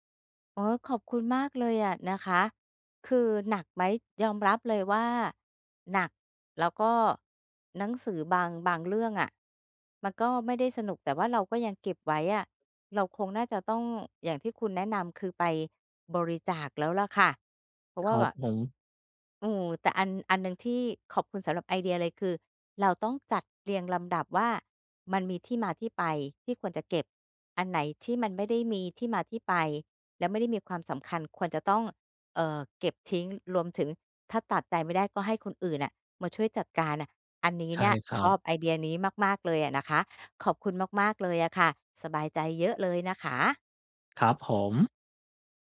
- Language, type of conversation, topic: Thai, advice, ควรตัดสินใจอย่างไรว่าอะไรควรเก็บไว้หรือทิ้งเมื่อเป็นของที่ไม่ค่อยได้ใช้?
- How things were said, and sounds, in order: none